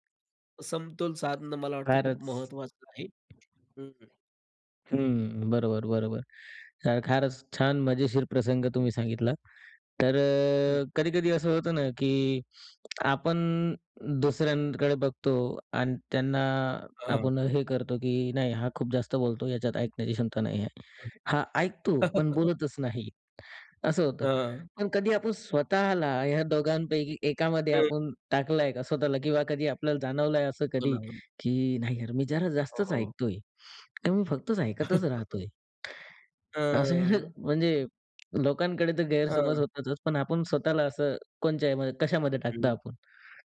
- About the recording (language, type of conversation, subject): Marathi, podcast, बोलणे आणि ऐकणे यांचा समतोल तुम्ही कसा राखता?
- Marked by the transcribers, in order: tapping; other background noise; laugh; laugh; laughing while speaking: "असं"; "कोणत्या" said as "कोणच्या"